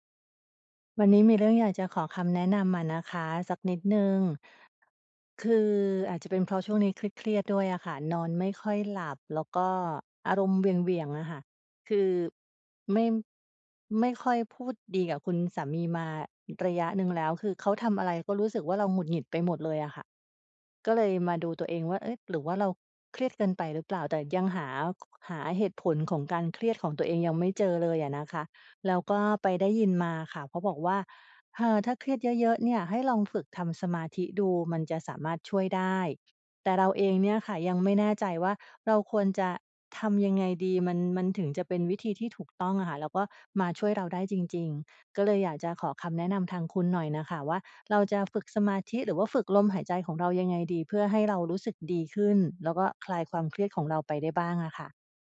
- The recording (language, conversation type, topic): Thai, advice, ฉันจะใช้การหายใจเพื่อลดความตึงเครียดได้อย่างไร?
- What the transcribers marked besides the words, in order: "เธอ" said as "เฮอ"